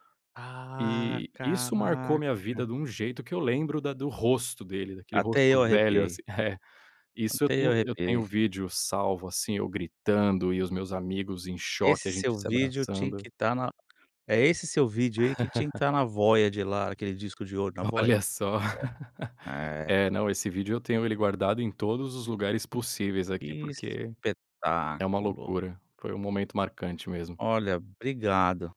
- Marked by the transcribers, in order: laugh; chuckle
- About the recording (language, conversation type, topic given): Portuguese, podcast, Você costuma se sentir parte de uma tribo musical? Como é essa experiência?